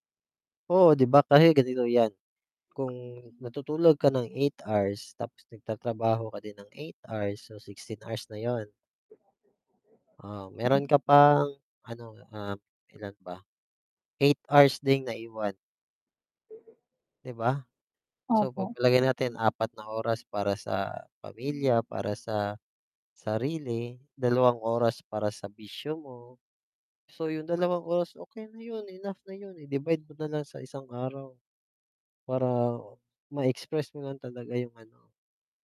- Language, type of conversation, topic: Filipino, unstructured, Paano mo sinusuportahan ang kapareha mo sa mga hamon sa buhay?
- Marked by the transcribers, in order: mechanical hum; static